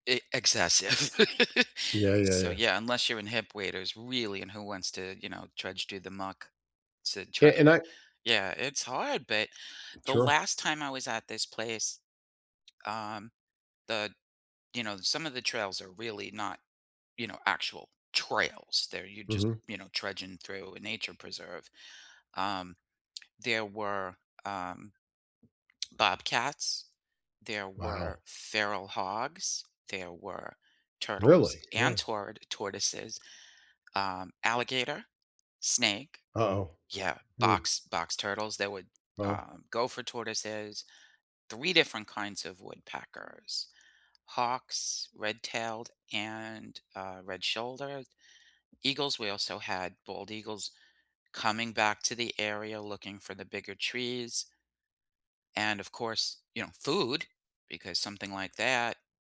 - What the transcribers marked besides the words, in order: laugh; tapping; lip smack
- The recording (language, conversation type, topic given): English, unstructured, What nearby nature spots and simple local adventures could you enjoy soon?
- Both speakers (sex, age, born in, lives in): female, 60-64, United States, United States; male, 65-69, United States, United States